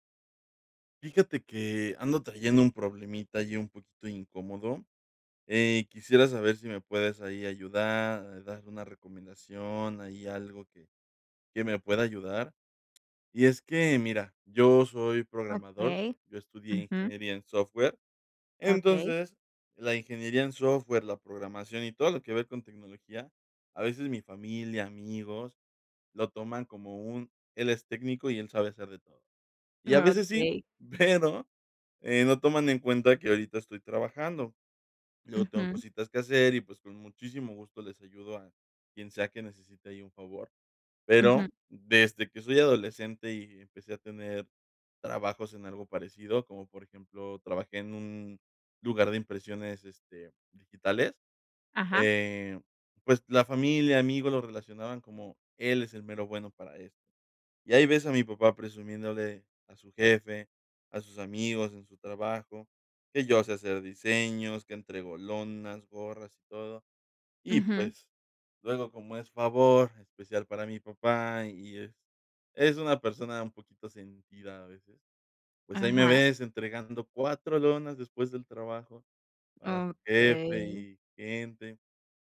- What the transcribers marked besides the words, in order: chuckle
- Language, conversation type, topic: Spanish, advice, ¿Cómo puedo aprender a decir que no sin sentir culpa ni temor a decepcionar?